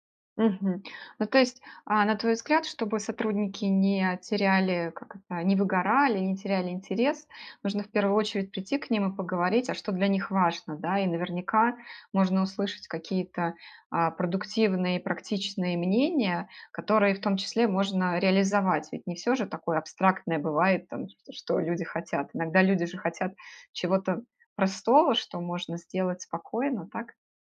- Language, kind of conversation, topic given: Russian, podcast, Как не потерять интерес к работе со временем?
- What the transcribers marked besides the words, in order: none